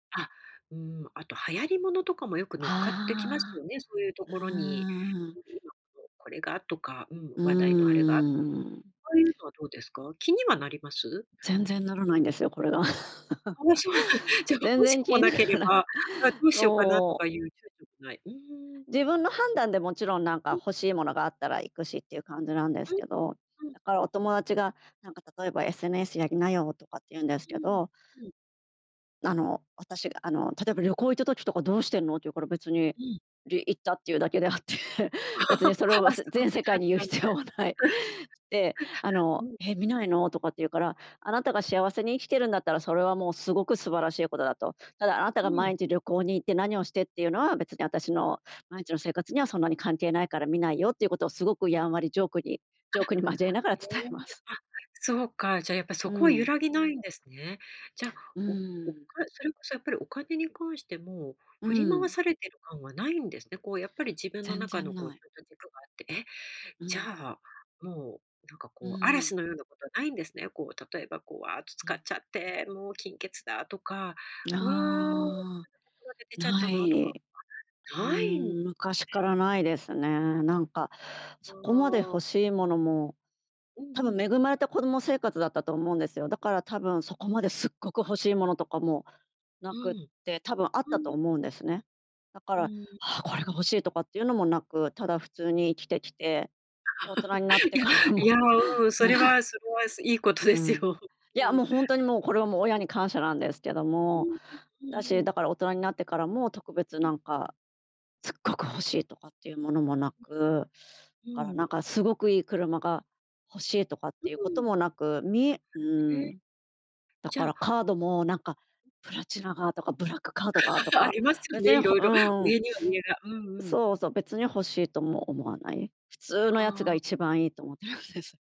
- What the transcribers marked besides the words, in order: unintelligible speech; tapping; other noise; laughing while speaking: "ああ、そうなん"; laugh; laughing while speaking: "ならない"; laughing while speaking: "であって"; laugh; laughing while speaking: "言う必要はない"; laugh; unintelligible speech; other background noise; laugh; laughing while speaking: "からも"; laugh; laughing while speaking: "いいことですよ"; laugh; laughing while speaking: "思ってますです"
- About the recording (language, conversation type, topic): Japanese, podcast, あなたは普段、お金の使い方についてどう考えていますか？